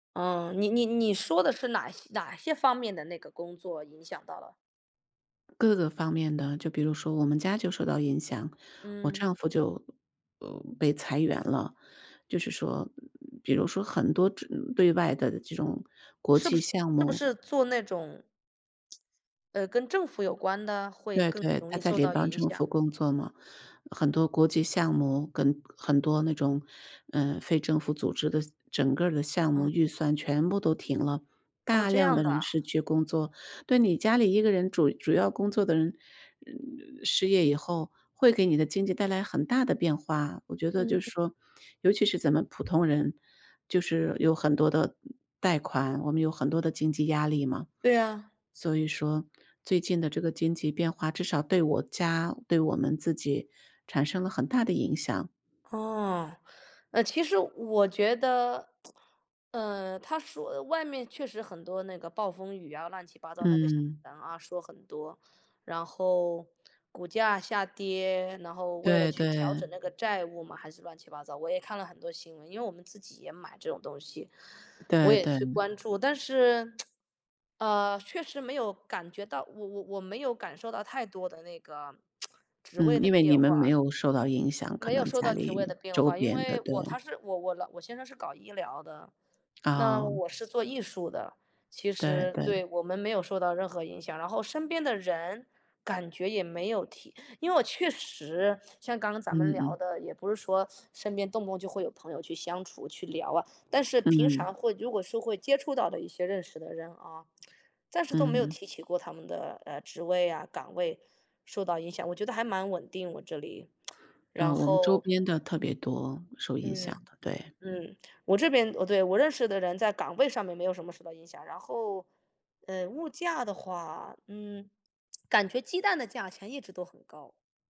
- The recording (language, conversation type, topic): Chinese, unstructured, 最近的经济变化对普通人的生活有哪些影响？
- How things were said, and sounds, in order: other background noise; tsk; tsk; tsk; tsk; other noise